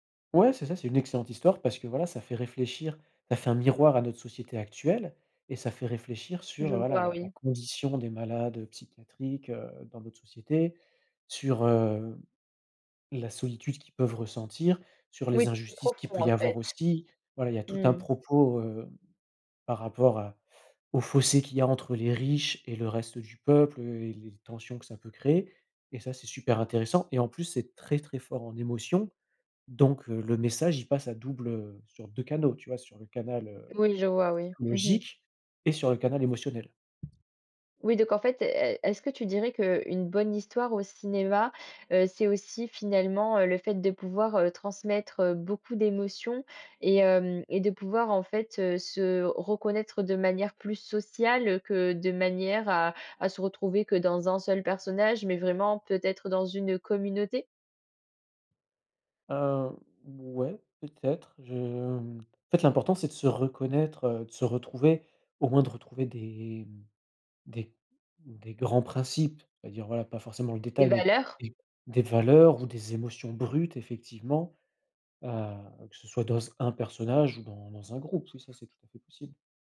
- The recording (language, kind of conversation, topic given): French, podcast, Qu’est-ce qui fait, selon toi, une bonne histoire au cinéma ?
- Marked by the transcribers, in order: other background noise; stressed: "fossé"; tapping